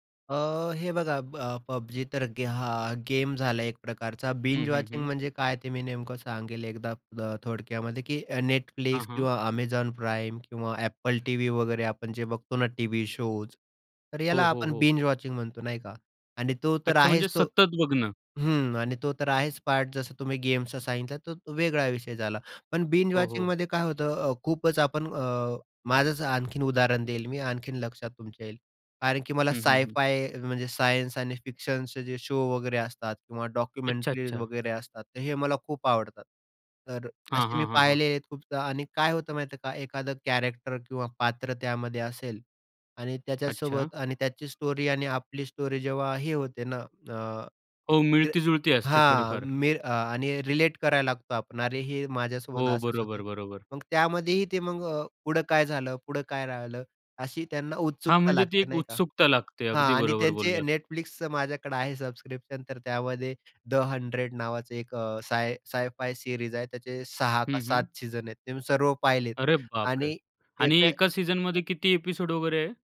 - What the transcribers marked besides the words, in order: in English: "बिंज वॉचिंग"; in English: "शोज"; in English: "बिंज वॉचिंग"; tapping; in English: "बिंज वॉचिंगमध्ये"; other background noise; in English: "शो"; in English: "डॉक्युमेंटरीज"; in English: "कॅरेक्टर"; in English: "स्टोरी"; in English: "स्टोरी"; in English: "सिरीज"; in English: "ॲपिसोड"
- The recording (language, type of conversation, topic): Marathi, podcast, सलग भाग पाहण्याबद्दल तुमचे मत काय आहे?
- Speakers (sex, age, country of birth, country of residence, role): male, 25-29, India, India, host; male, 30-34, India, India, guest